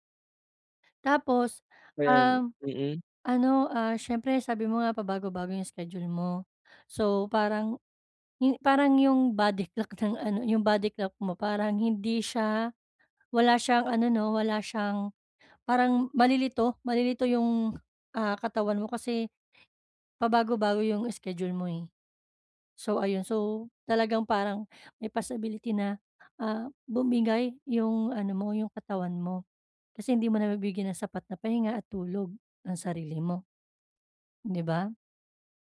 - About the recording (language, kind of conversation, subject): Filipino, advice, Paano ako makakapagpahinga sa bahay kung palagi akong abala?
- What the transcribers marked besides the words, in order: laughing while speaking: "body clock ng ano"; in English: "body clock"; in English: "body clock"